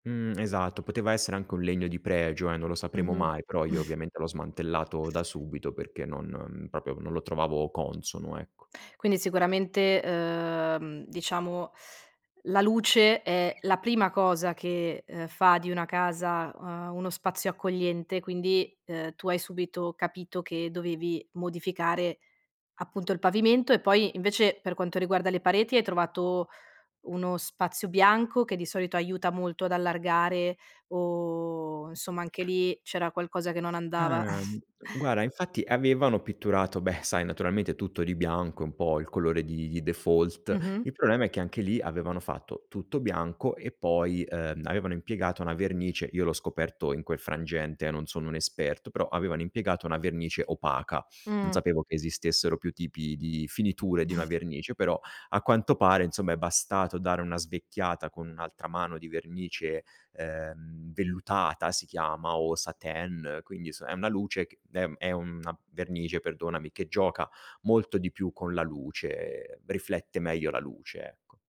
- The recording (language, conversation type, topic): Italian, podcast, Come posso gestire al meglio lo spazio in una casa piccola: hai qualche trucco?
- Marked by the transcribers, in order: snort; other background noise; "proprio" said as "propio"; drawn out: "uhm"; "guarda" said as "guara"; chuckle; laughing while speaking: "beh"; in English: "default"; chuckle; in French: "satin"